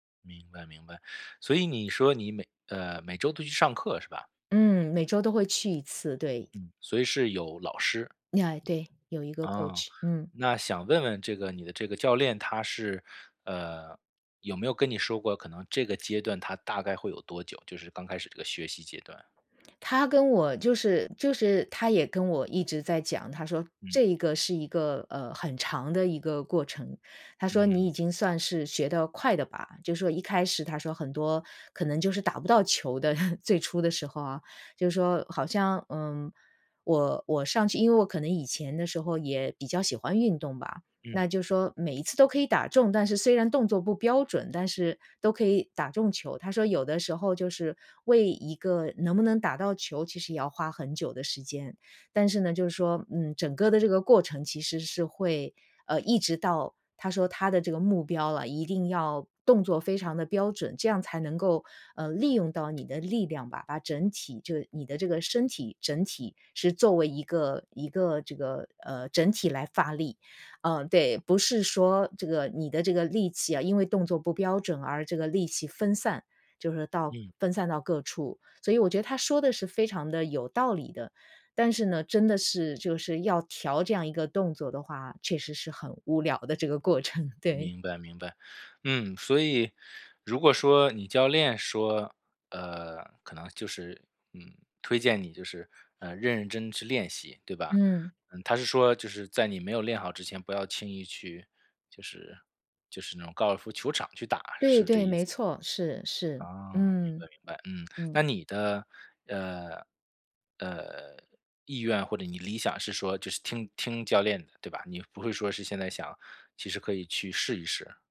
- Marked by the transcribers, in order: other background noise; in English: "coach"; chuckle; laughing while speaking: "无聊的这个过程，对"
- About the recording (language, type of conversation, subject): Chinese, advice, 我该如何选择一个有意义的奖励？